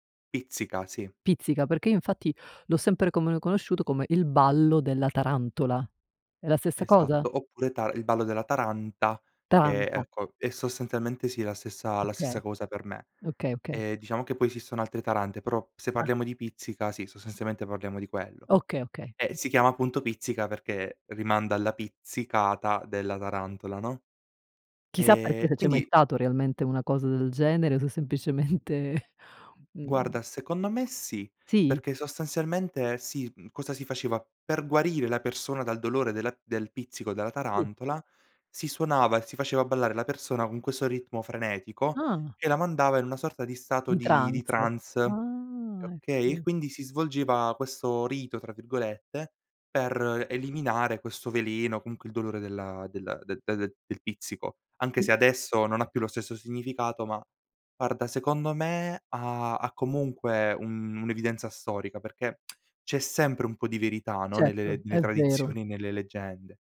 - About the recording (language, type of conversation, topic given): Italian, podcast, Quali tradizioni musicali della tua regione ti hanno segnato?
- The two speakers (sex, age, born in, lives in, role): female, 50-54, Italy, United States, host; male, 18-19, Italy, Italy, guest
- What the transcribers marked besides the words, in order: "sostanzialmente" said as "sostazialmente"; "sostanzialmente" said as "sostazialmente"; other background noise; laughing while speaking: "semplicemente"; "sostanzialmente" said as "sostazialmente"; lip smack